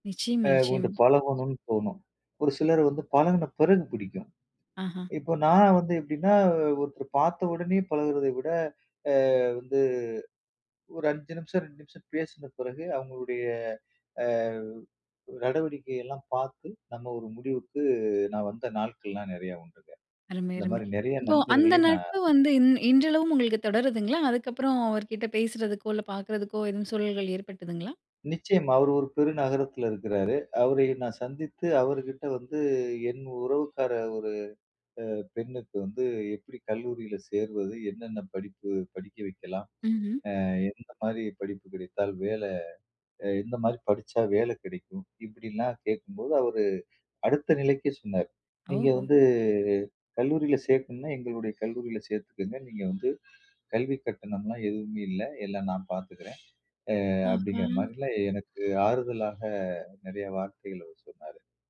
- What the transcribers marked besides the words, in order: tapping; other background noise
- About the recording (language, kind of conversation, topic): Tamil, podcast, புதிய ஒருவரை சந்தித்தவுடன் இயல்பாக உரையாடலை எப்படித் தொடங்கலாம்?